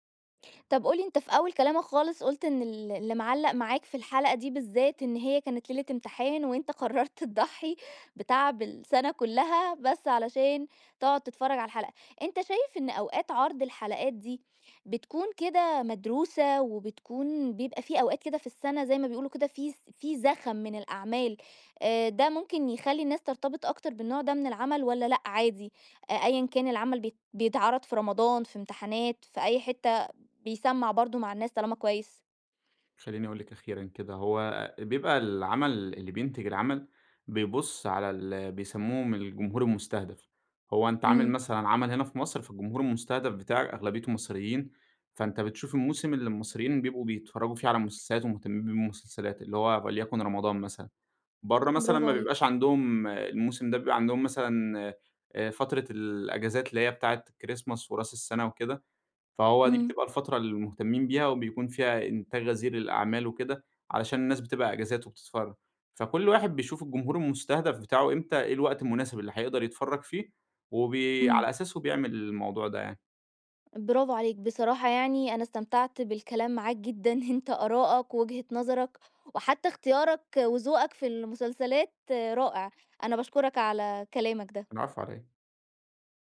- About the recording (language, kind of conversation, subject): Arabic, podcast, ليه بعض المسلسلات بتشدّ الناس ومبتخرجش من بالهم؟
- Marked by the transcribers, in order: laughing while speaking: "وأنت قرّرت تضحي"; chuckle